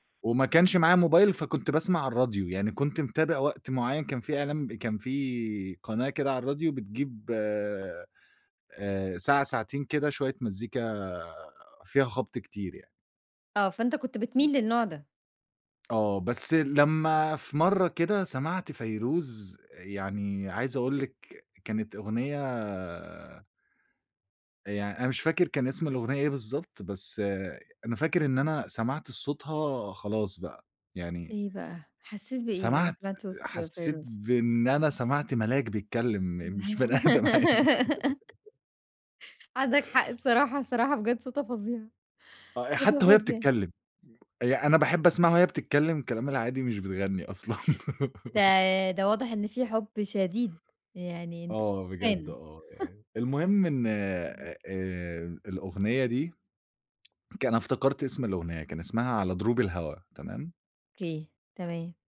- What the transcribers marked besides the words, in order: tapping; laugh; laughing while speaking: "مش بني آدم عادي"; laugh; in English: "fan"; chuckle; unintelligible speech
- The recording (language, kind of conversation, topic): Arabic, podcast, إزاي مزاجك بيحدد نوع الأغاني اللي بتسمعها؟